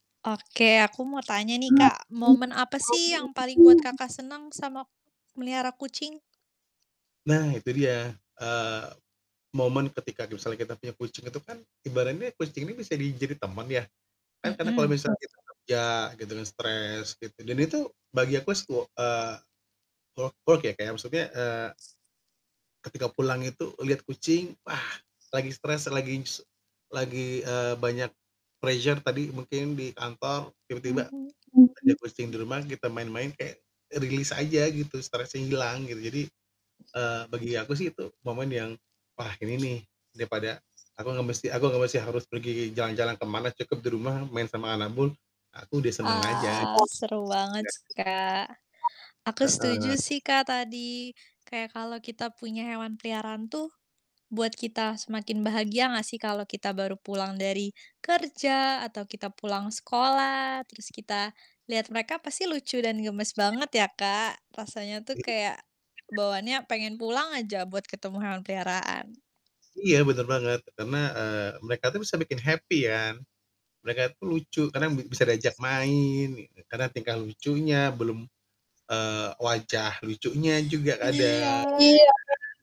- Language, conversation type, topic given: Indonesian, unstructured, Apa hal yang paling menyenangkan dari memelihara hewan?
- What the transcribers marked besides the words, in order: distorted speech; background speech; static; in English: "work work"; other background noise; in English: "pressure"; tapping; in English: "release"; unintelligible speech; in English: "happy"